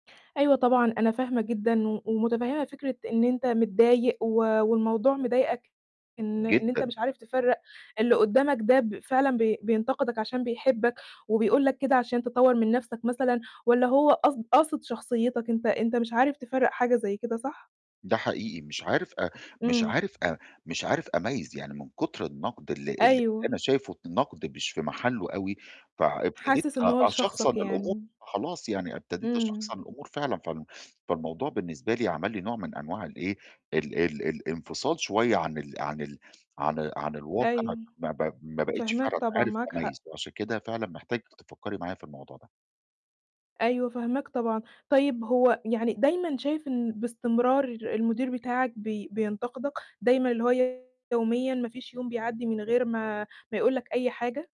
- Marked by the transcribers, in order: distorted speech
- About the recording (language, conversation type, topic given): Arabic, advice, إزاي أميّز بين النقد اللي بيساعدني والنقد اللي بيأذيني؟